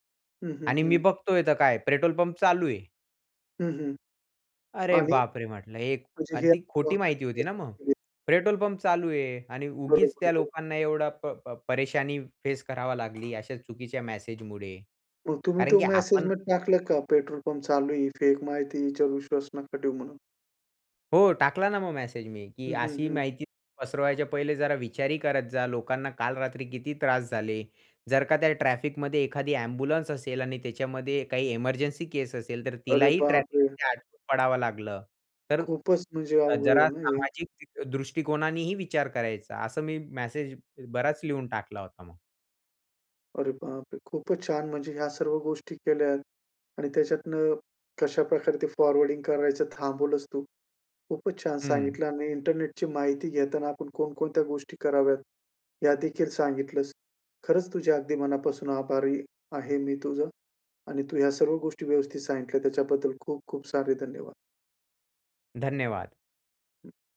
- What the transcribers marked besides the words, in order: surprised: "अरे बाप रे!"; in English: "प्रोसेसच"; unintelligible speech; other background noise; in English: "फेक"; in English: "एम्ब्युलन्स"; in English: "इमर्जन्सी केस"; surprised: "अरे बाप रे!"; surprised: "अरे बाप रे!"; in English: "फॉरवर्डिंग"
- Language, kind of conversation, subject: Marathi, podcast, इंटरनेटवर माहिती शोधताना तुम्ही कोणत्या गोष्टी तपासता?